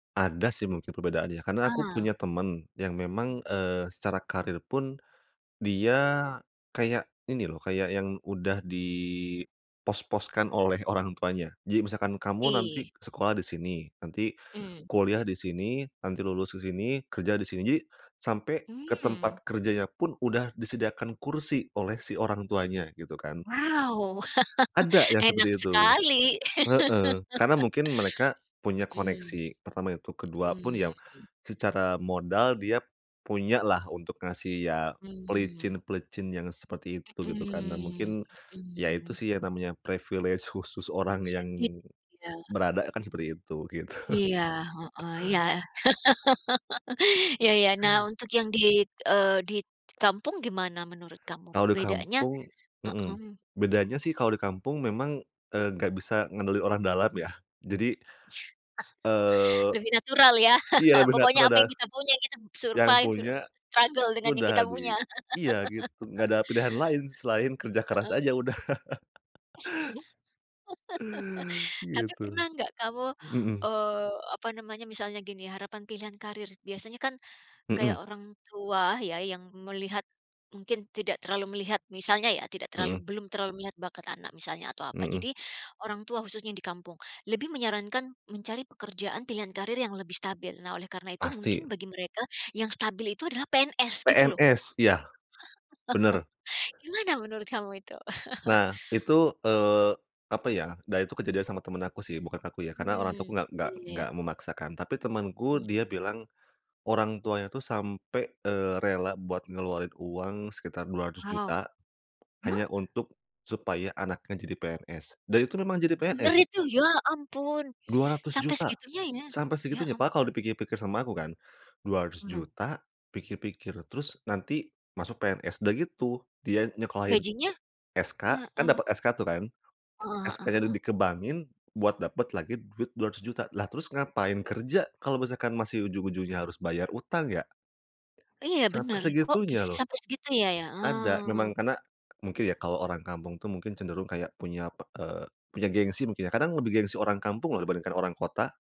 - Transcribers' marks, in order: "sini" said as "sinji"; chuckle; chuckle; in English: "privilege"; laughing while speaking: "gitu"; chuckle; tapping; chuckle; chuckle; in English: "survive, struggle"; laugh; chuckle; chuckle; surprised: "hah?"; surprised: "Benar itu? Ya ampun"
- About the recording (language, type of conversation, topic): Indonesian, podcast, Bagaimana biasanya harapan keluarga terhadap pilihan karier anak?